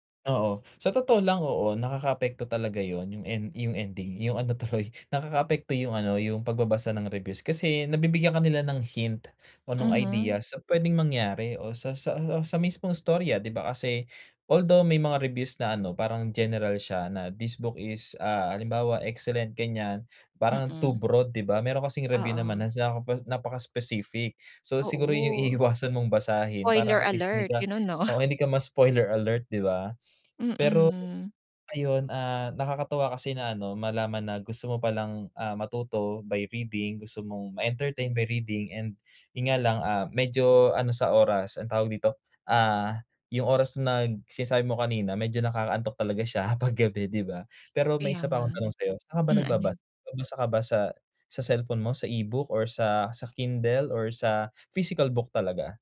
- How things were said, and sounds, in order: laughing while speaking: "tuloy"; laughing while speaking: "iiwasan"; chuckle
- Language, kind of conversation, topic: Filipino, advice, Bakit ako nawawalan ng konsentrasyon kapag nagbabasa ako ng libro?